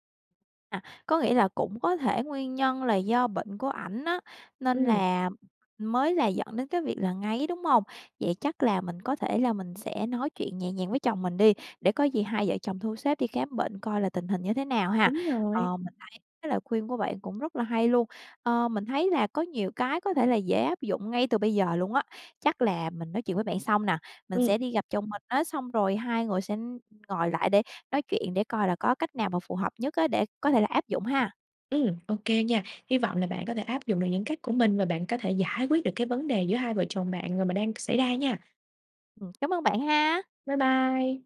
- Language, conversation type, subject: Vietnamese, advice, Làm thế nào để xử lý tình trạng chồng/vợ ngáy to khiến cả hai mất ngủ?
- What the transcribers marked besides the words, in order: tapping